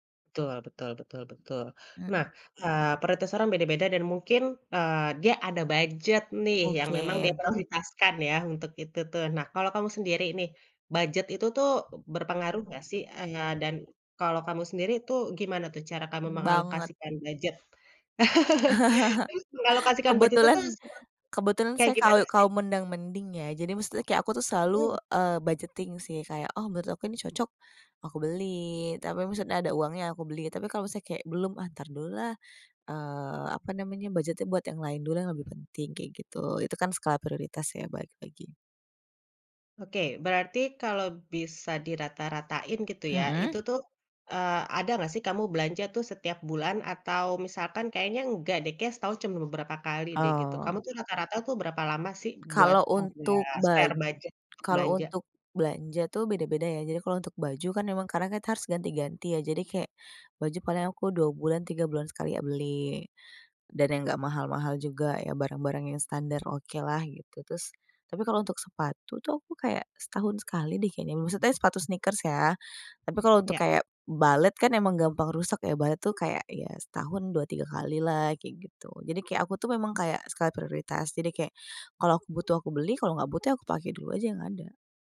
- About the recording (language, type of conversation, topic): Indonesian, podcast, Bagaimana kamu menjaga keaslian diri saat banyak tren berseliweran?
- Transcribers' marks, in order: laugh; other background noise; in English: "budgeting"; in English: "spare"; in English: "sneakers"